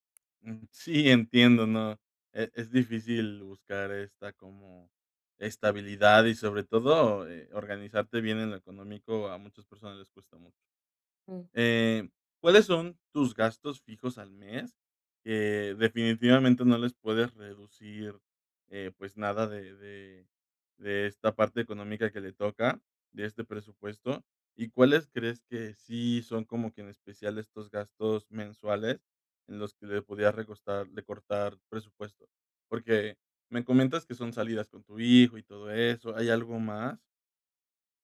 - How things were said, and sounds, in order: none
- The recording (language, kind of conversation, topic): Spanish, advice, ¿Cómo puedo cambiar mis hábitos de gasto para ahorrar más?